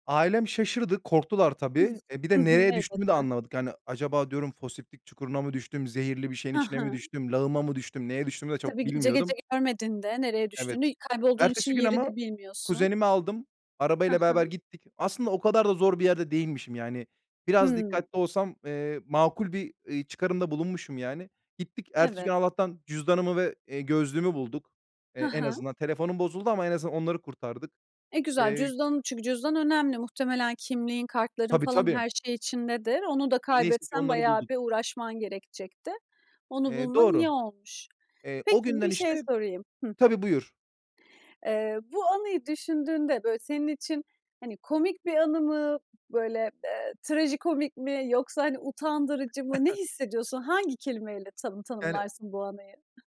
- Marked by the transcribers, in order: other background noise; tapping; cough; chuckle
- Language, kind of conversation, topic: Turkish, podcast, Kaybolduğun bir yolu ya da rotayı anlatır mısın?